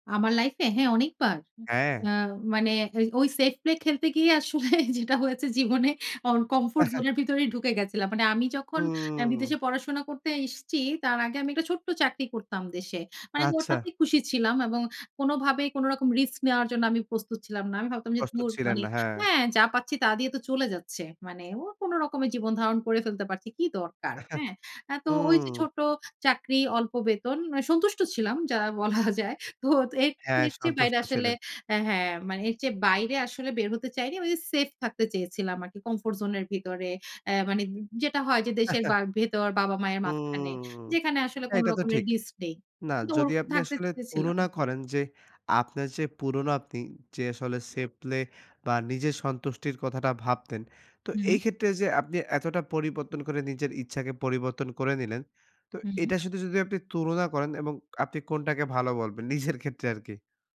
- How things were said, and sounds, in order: in English: "safe play"; laughing while speaking: "আসলে যেটা হয়েছে জীবনে"; in English: "comfort zone"; chuckle; chuckle; laughing while speaking: "বলা যায়"; in English: "comfort zone"; chuckle; in English: "safe play"; scoff
- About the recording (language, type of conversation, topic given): Bengali, podcast, আপনি কখন ঝুঁকি নেবেন, আর কখন নিরাপদ পথ বেছে নেবেন?
- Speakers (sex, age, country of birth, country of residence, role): female, 35-39, Bangladesh, Finland, guest; male, 25-29, Bangladesh, Bangladesh, host